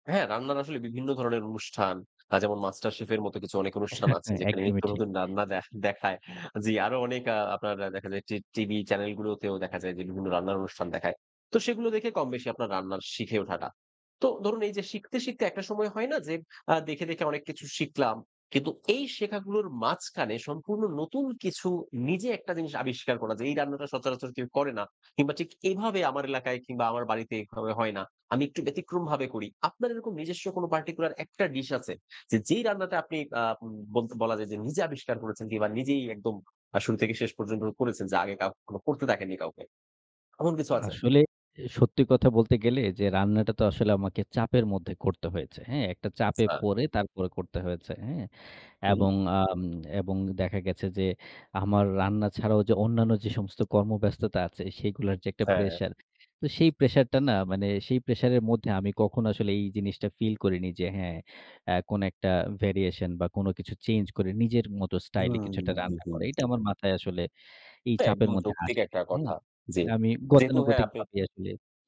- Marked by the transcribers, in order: chuckle; in English: "particular"; tapping; in English: "variation"
- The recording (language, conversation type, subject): Bengali, podcast, রোজকার রান্নায় খাবারের স্বাদ বাড়ানোর সবচেয়ে সহজ উপায় কী?